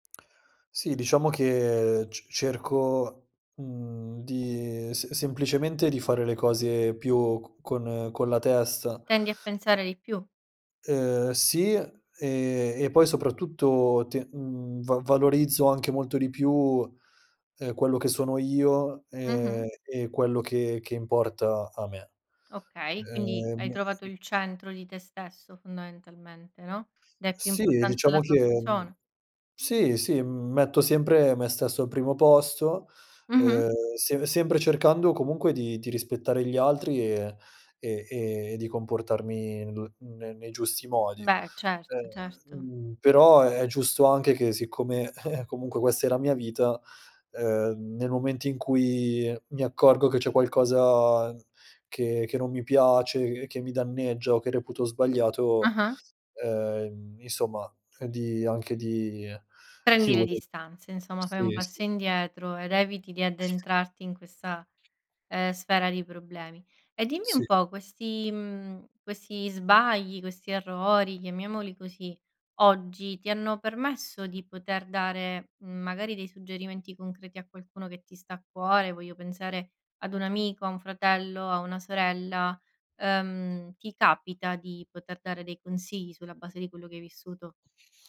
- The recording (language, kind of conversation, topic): Italian, podcast, Raccontami di una volta in cui hai sbagliato e hai imparato molto?
- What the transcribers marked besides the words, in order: unintelligible speech; chuckle; other background noise